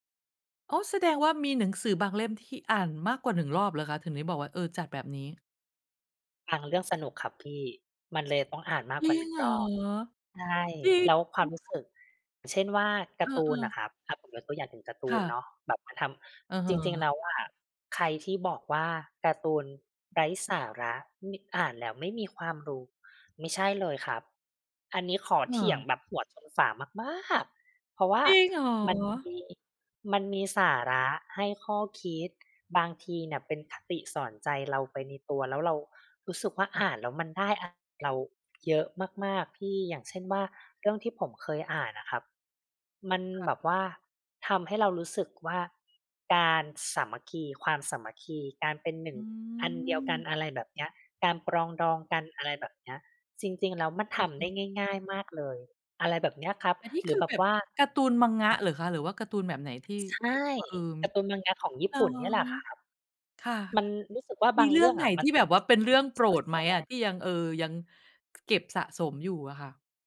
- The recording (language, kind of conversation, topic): Thai, podcast, คุณช่วยเล่าเรื่องที่ทำให้คุณรักการเรียนรู้ได้ไหม?
- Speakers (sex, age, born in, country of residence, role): female, 45-49, Thailand, Thailand, host; other, 35-39, Thailand, Thailand, guest
- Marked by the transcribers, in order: other background noise; tapping; stressed: "มาก ๆ"